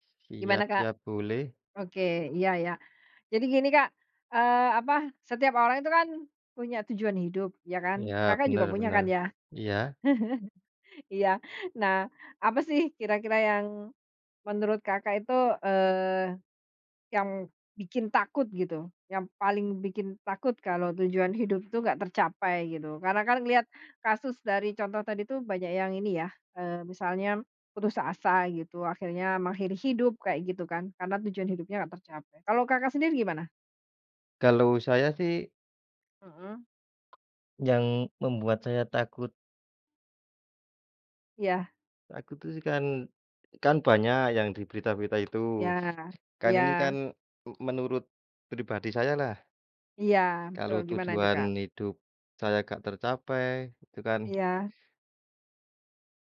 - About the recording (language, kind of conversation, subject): Indonesian, unstructured, Hal apa yang paling kamu takuti kalau kamu tidak berhasil mencapai tujuan hidupmu?
- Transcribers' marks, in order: chuckle; tapping